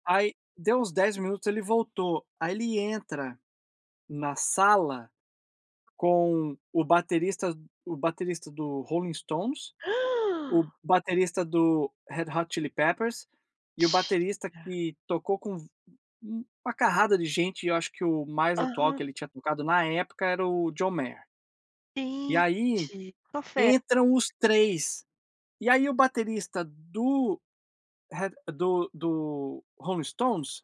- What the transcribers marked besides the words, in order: other background noise; gasp; unintelligible speech; tapping
- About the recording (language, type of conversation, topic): Portuguese, unstructured, Qual foi a coisa mais inesperada que aconteceu na sua carreira?